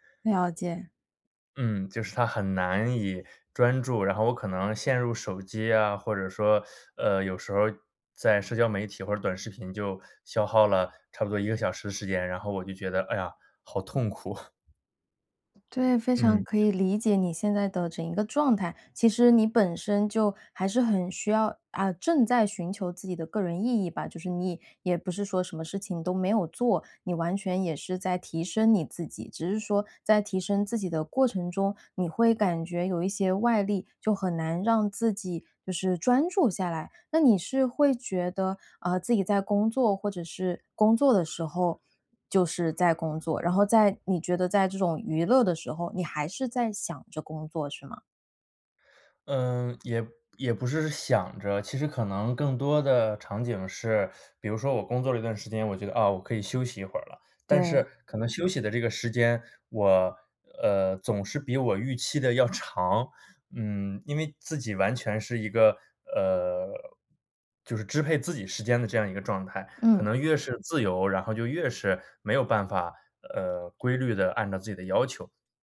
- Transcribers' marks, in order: teeth sucking; laughing while speaking: "好痛苦"; other background noise; other noise; teeth sucking
- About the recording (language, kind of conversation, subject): Chinese, advice, 休息时我总是放不下工作，怎么才能真正放松？